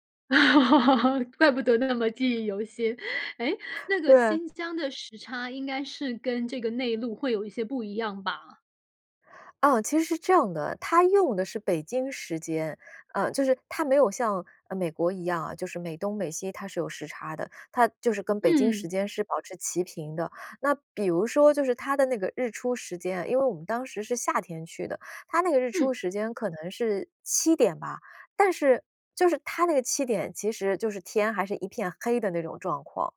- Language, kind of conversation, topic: Chinese, podcast, 你会如何形容站在山顶看日出时的感受？
- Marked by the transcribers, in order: laugh; laughing while speaking: "怪不得那么记忆犹新"; breath